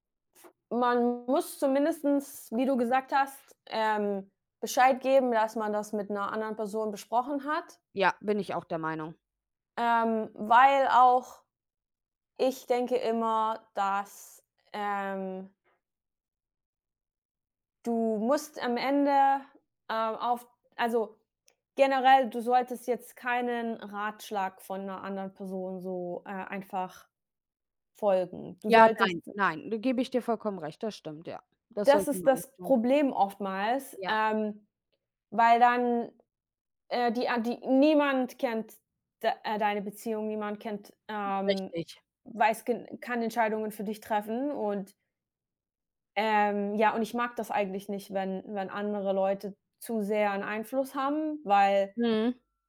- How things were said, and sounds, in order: other background noise; other noise
- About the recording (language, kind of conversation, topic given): German, unstructured, Wie kann man Vertrauen in einer Beziehung aufbauen?
- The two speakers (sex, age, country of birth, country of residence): female, 30-34, Germany, Germany; female, 30-34, Germany, Germany